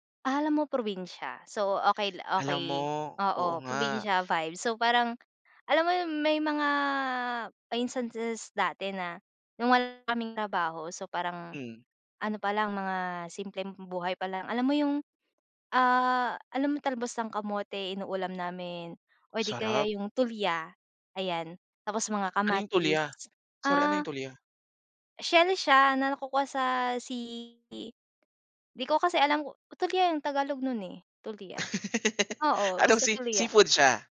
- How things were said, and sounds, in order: laugh
- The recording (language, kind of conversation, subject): Filipino, podcast, Ano ang papel ng pagkain sa mga tradisyon ng inyong pamilya?